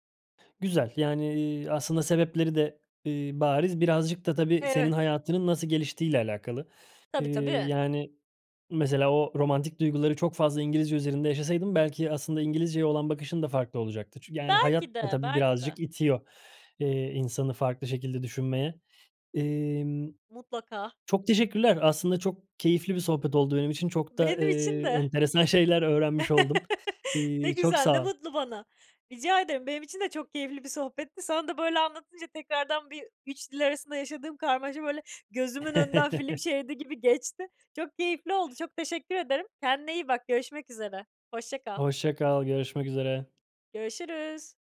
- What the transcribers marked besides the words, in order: other background noise; chuckle; chuckle; tapping
- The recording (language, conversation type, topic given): Turkish, podcast, İki dil arasında geçiş yapmak günlük hayatını nasıl değiştiriyor?